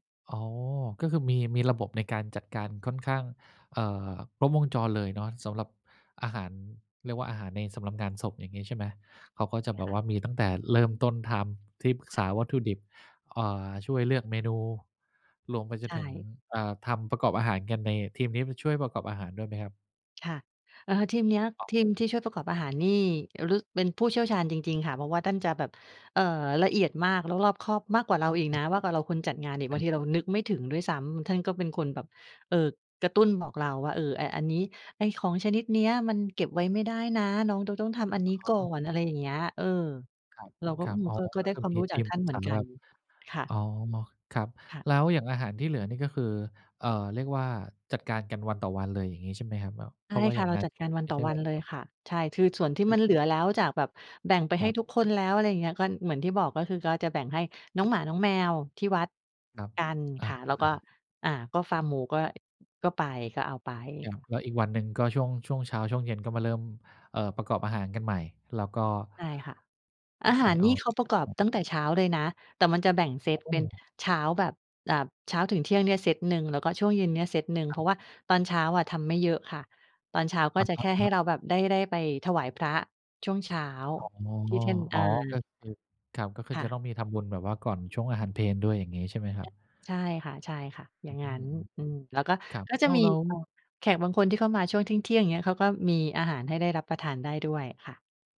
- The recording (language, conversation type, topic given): Thai, podcast, เวลาเหลืออาหารจากงานเลี้ยงหรืองานพิธีต่าง ๆ คุณจัดการอย่างไรให้ปลอดภัยและไม่สิ้นเปลือง?
- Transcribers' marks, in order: tapping; other background noise; background speech; other noise